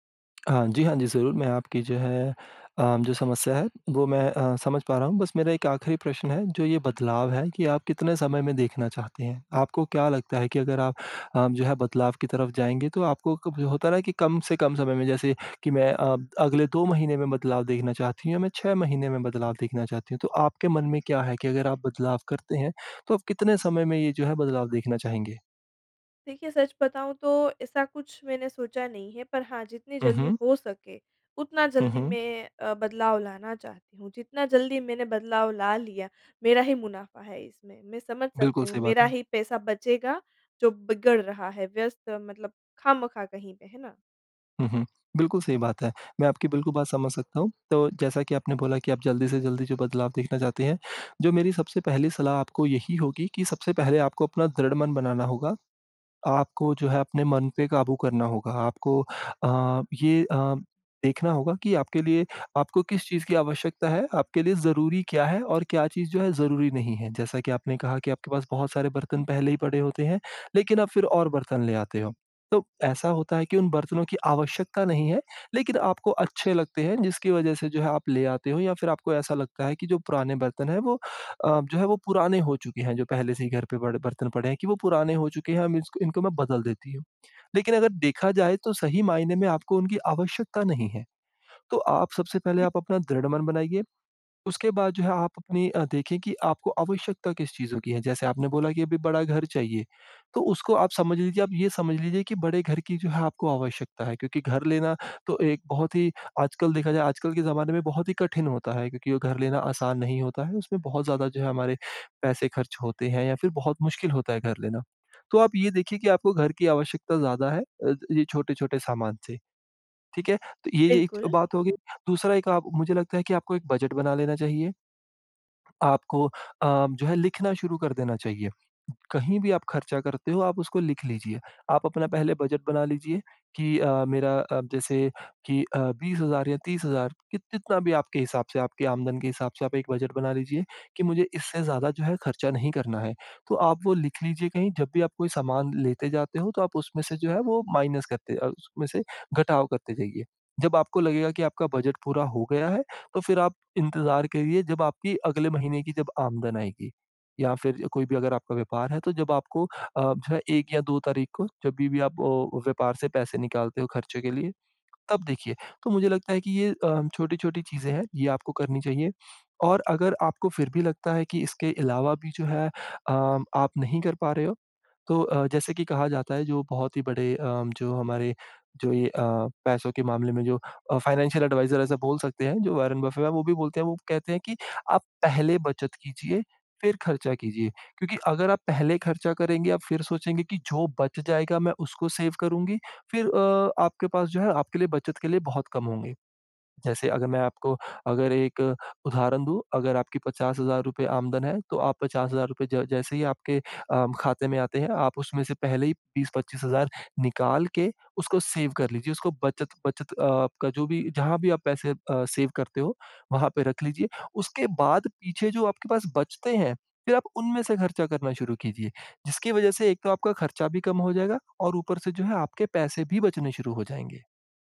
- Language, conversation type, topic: Hindi, advice, सीमित आमदनी में समझदारी से खर्च करने की आदत कैसे डालें?
- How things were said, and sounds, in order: other noise; in English: "माइनस"; in English: "फ़ाइनेंशियल एडवाइज़र"; in English: "सेव"; in English: "सेव"; in English: "सेव"